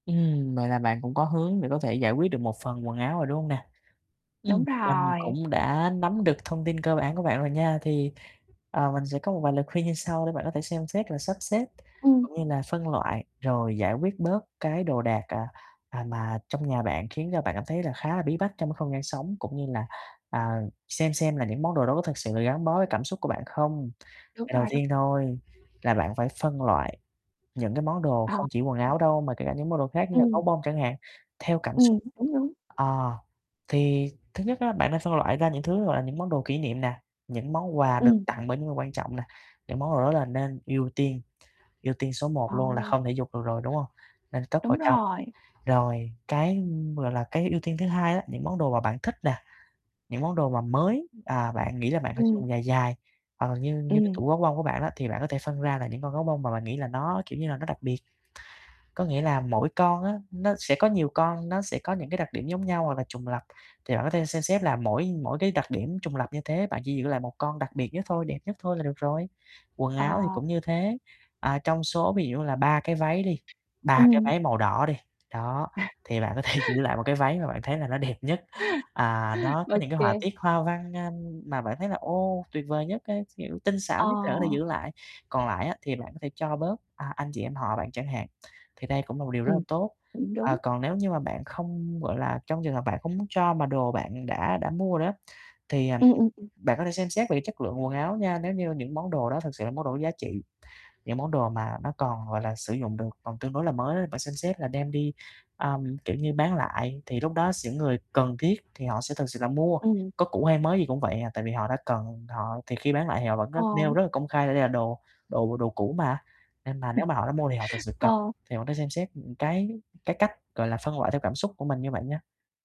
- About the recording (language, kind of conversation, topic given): Vietnamese, advice, Làm sao để bớt gắn bó cảm xúc với đồ đạc và dọn bớt đồ?
- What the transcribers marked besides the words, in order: tapping; laughing while speaking: "thể"; laughing while speaking: "À"